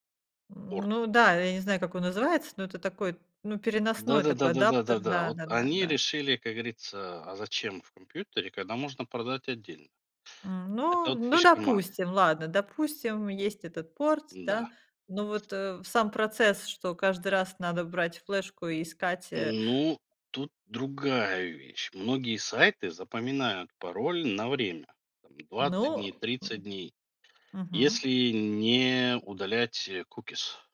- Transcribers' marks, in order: tapping; other background noise; in English: "cookies"
- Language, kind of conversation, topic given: Russian, podcast, Как ты выбираешь пароли и где их лучше хранить?